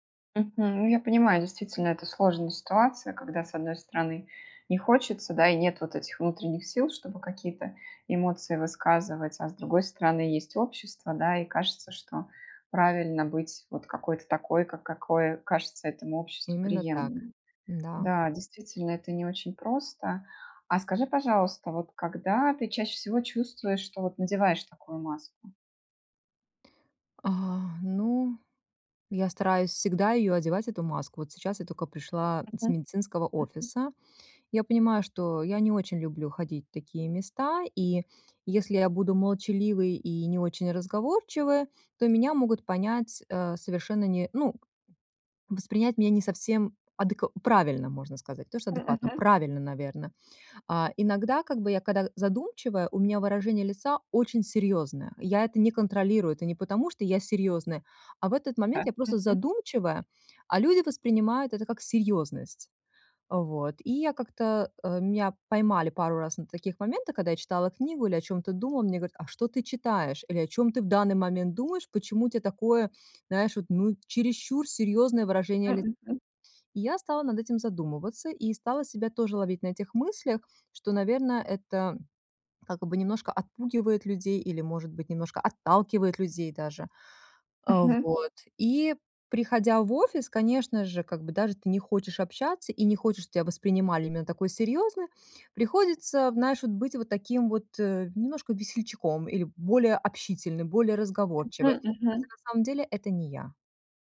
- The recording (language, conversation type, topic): Russian, advice, Как мне быть собой, не теряя одобрения других людей?
- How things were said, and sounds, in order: stressed: "правильно"